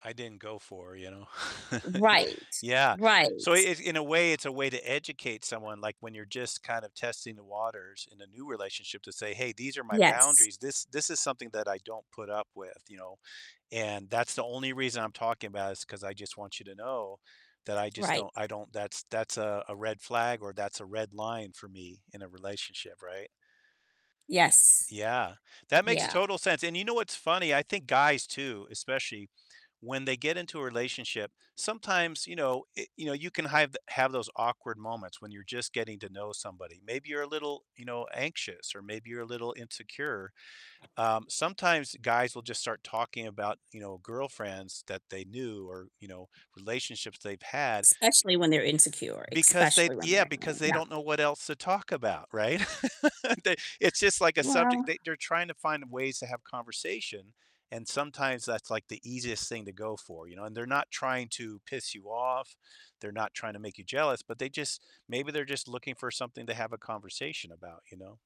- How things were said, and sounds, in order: chuckle; distorted speech; other background noise; unintelligible speech; laugh
- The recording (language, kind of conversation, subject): English, unstructured, Should you openly discuss past relationships with a new partner?